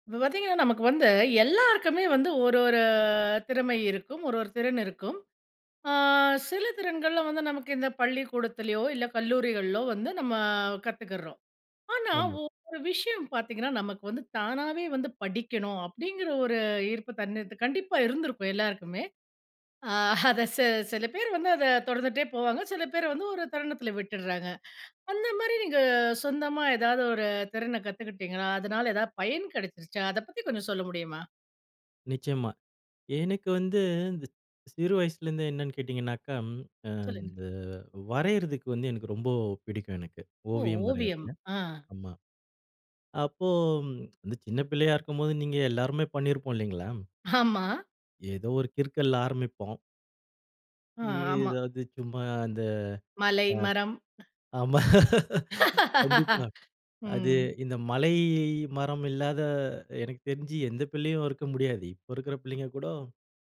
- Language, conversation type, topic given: Tamil, podcast, சுயமாகக் கற்றுக்கொண்ட ஒரு திறனைப் பெற்றுக்கொண்ட ஆரம்பப் பயணத்தைப் பற்றி சொல்லுவீங்களா?
- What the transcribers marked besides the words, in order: "தனக்கு" said as "தன்னத்து"; laughing while speaking: "அத"; laugh; laugh